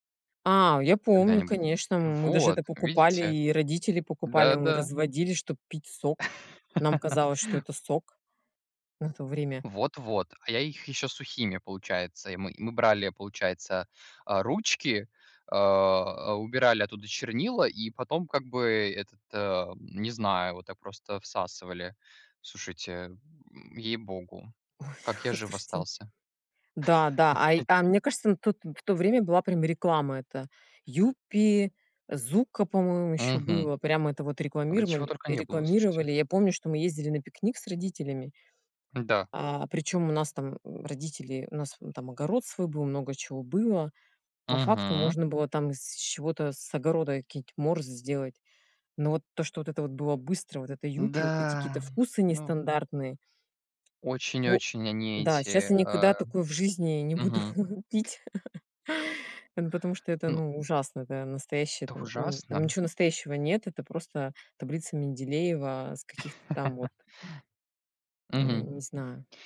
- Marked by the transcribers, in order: laugh; tapping; chuckle; chuckle; "рекламировали" said as "рекламиромани"; "морсы" said as "морзы"; drawn out: "Да"; laughing while speaking: "не буду пить"; laugh
- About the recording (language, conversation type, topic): Russian, unstructured, Какие продукты вы считаете наиболее опасными для детей?